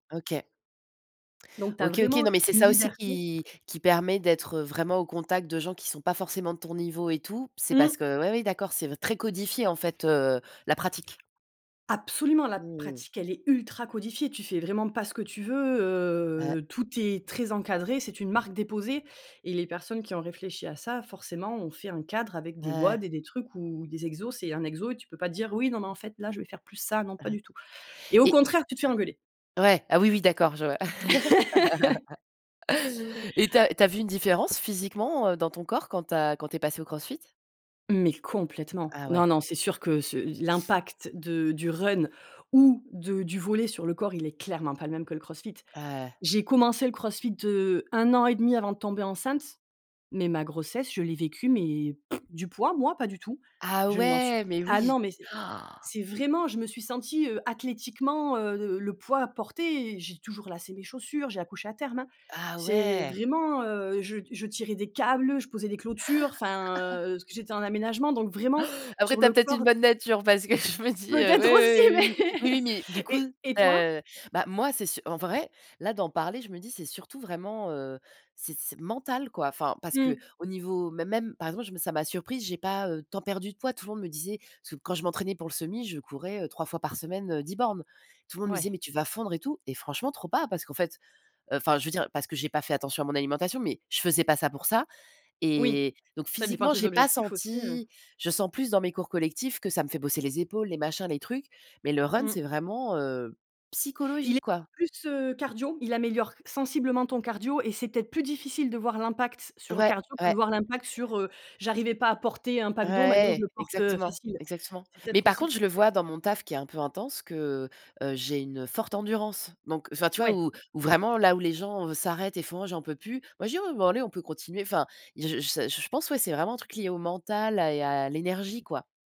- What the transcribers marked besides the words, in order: tapping; other background noise; drawn out: "heu"; laugh; sniff; in English: "run"; lip trill; inhale; chuckle; chuckle; laughing while speaking: "je me dis"; laughing while speaking: "Peut-être aussi mais"; in English: "run"
- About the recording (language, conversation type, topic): French, unstructured, Quel sport te procure le plus de joie quand tu le pratiques ?
- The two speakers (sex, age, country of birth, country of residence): female, 35-39, France, France; female, 35-39, France, France